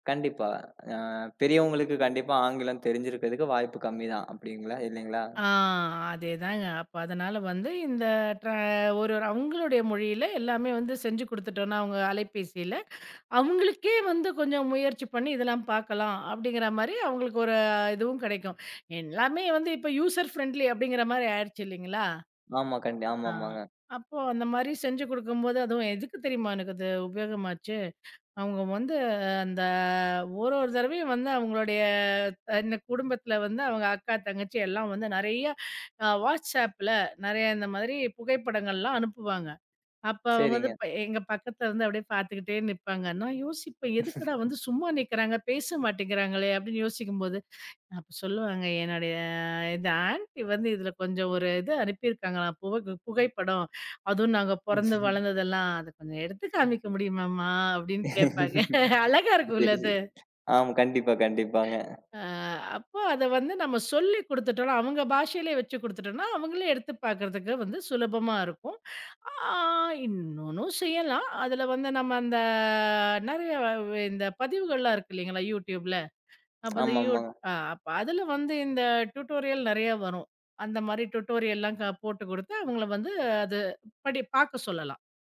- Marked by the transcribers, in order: tapping; in English: "யூசர் ஃபிரென்லி"; chuckle; drawn out: "என்னோடய"; in English: "ஆன்டி"; other background noise; chuckle; chuckle; drawn out: "அந்த"; in English: "டுடோரியல்"; in English: "டுடோரியல்லாம்"
- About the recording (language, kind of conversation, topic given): Tamil, podcast, பெரியோர்கள் புதிய தொழில்நுட்பங்களை கற்றுக்கொள்ள என்ன செய்ய வேண்டும்?